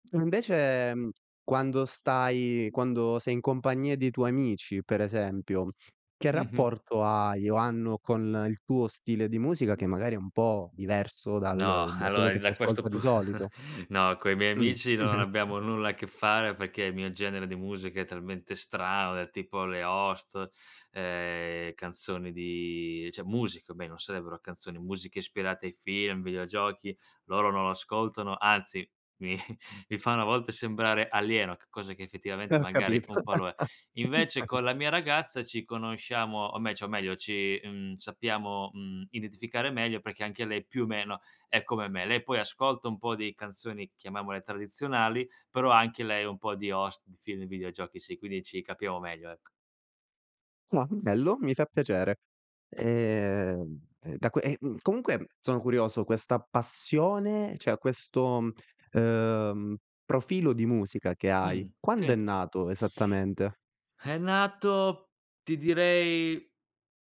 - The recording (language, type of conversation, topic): Italian, podcast, Che rapporto hai con la musica nella vita di tutti i giorni?
- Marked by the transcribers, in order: laughing while speaking: "allora"; laugh; chuckle; "cioè" said as "ceh"; chuckle; laugh; unintelligible speech; "chiamiamole" said as "chiamamole"; "cioè" said as "ceh"